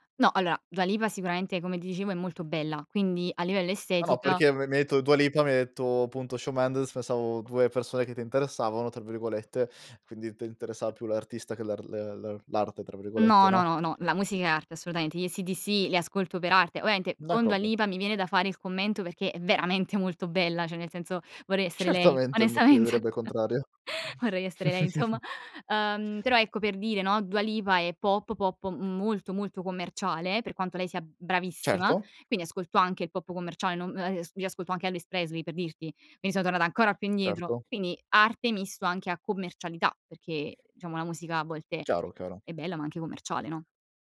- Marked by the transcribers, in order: "allora" said as "alloa"; tapping; "assolutamente" said as "assolutaente"; "Ovviamente" said as "oamente"; stressed: "veramente"; "cioè" said as "ceh"; laughing while speaking: "onestamente"; chuckle; laughing while speaking: "insomma"; other background noise; chuckle
- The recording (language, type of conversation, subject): Italian, podcast, Hai una canzone che associ a un ricordo preciso?